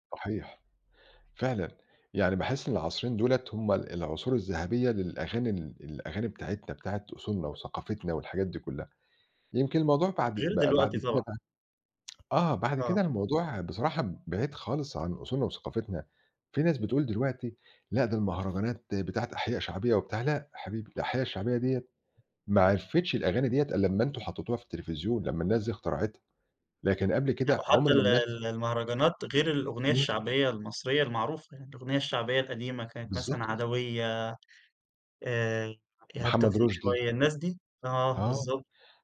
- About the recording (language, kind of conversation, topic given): Arabic, podcast, إيه نوع الموسيقى اللي بيحسّسك إنك راجع لجذورك وثقافتك؟
- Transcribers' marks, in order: tapping